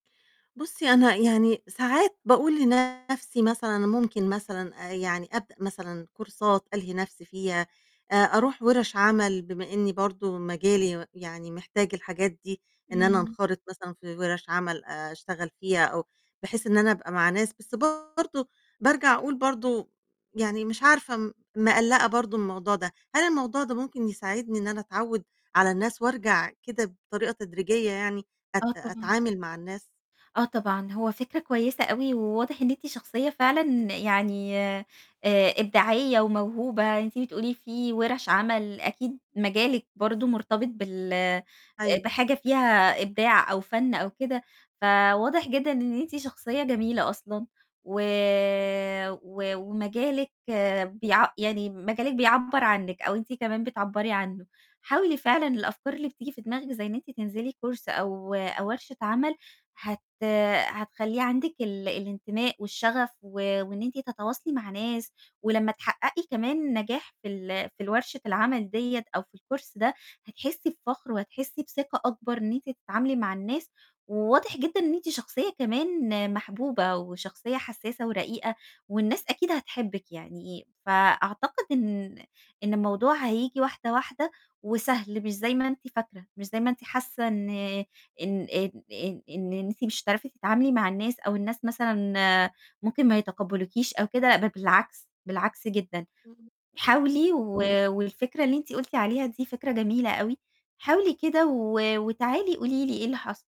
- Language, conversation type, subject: Arabic, advice, إزاي ممكن أفهم ليه بانعزل اجتماعيًّا كتير رغم إني نفسي أتواصل مع الناس؟
- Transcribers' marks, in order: distorted speech; in English: "كورسات"; in English: "course"; in English: "الcourse"; tapping